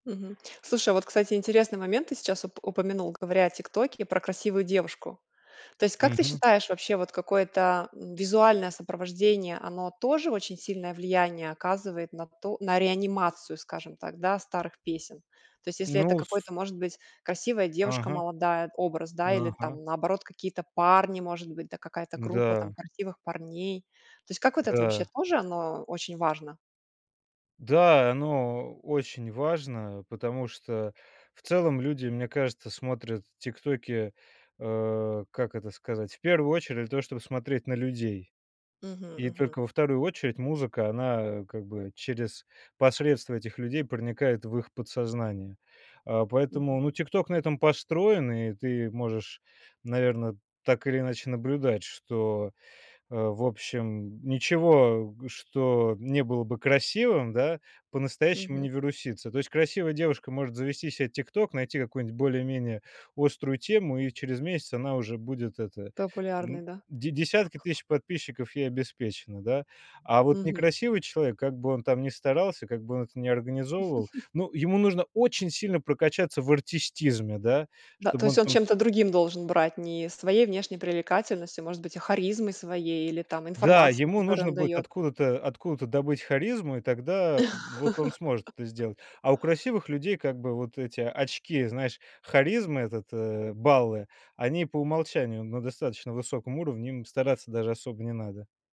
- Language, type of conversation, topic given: Russian, podcast, Почему старые песни возвращаются в моду спустя годы?
- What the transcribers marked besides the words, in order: tapping; other background noise; chuckle; laugh